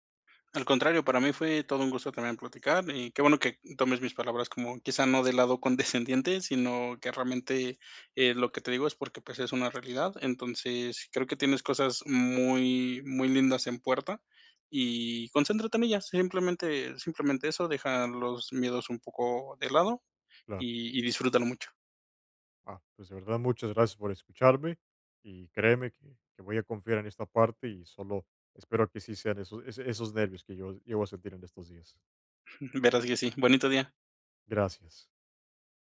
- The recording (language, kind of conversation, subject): Spanish, advice, ¿Cómo puedo aprender a confiar en el futuro otra vez?
- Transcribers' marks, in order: none